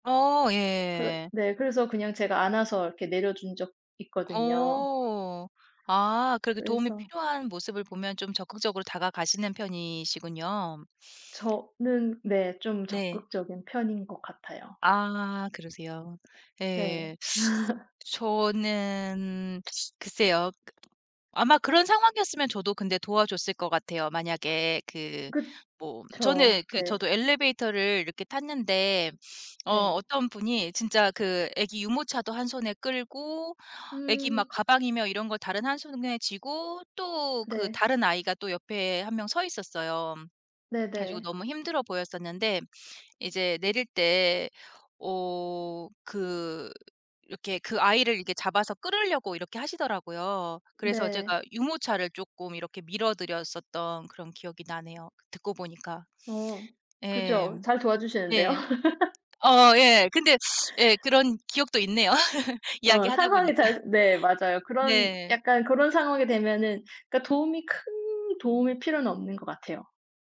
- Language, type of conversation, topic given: Korean, unstructured, 도움이 필요한 사람을 보면 어떻게 행동하시나요?
- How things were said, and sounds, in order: laugh; other background noise; tapping; laugh; laugh